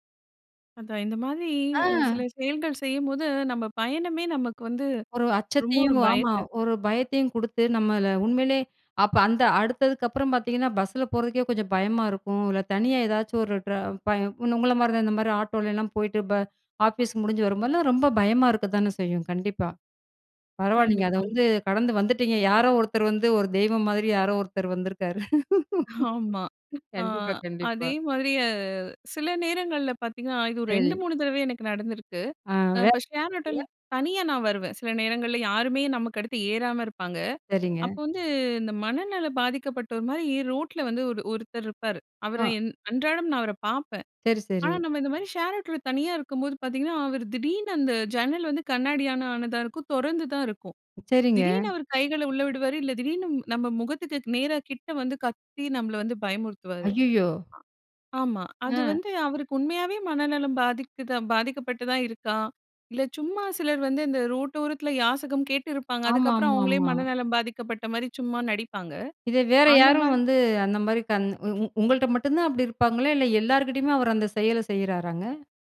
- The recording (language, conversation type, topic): Tamil, podcast, பயணத்தின் போது உங்களுக்கு ஏற்பட்ட மிகப் பெரிய அச்சம் என்ன, அதை நீங்கள் எப்படிக் கடந்து வந்தீர்கள்?
- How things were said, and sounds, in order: other background noise; in English: "பஸ்ல"; in English: "ஆட்டோலலாம்"; in English: "ஆஃபீஸ்"; laughing while speaking: "ஆமா"; laughing while speaking: "வந்திருக்காரு!"; laugh; in English: "ஷேர் ஆட்டோல"; unintelligible speech; in English: "ஷேர் ஆட்டோல"; "கண்ணாடியால" said as "கண்ணாடியான"; surprised: "ஐய்யயோ!"